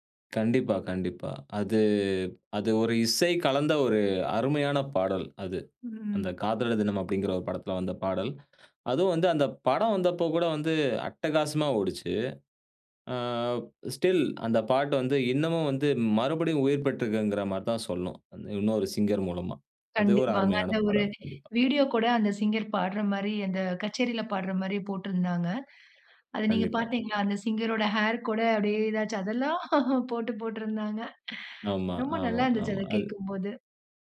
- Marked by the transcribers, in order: other background noise; in English: "ஸ்டில்"; in English: "சிங்கர்"; in English: "சிங்கர்"; in English: "சிங்கர்"; in English: "ஹேர்"; chuckle
- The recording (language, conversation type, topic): Tamil, podcast, உங்கள் சுயத்தைச் சொல்லும் பாடல் எது?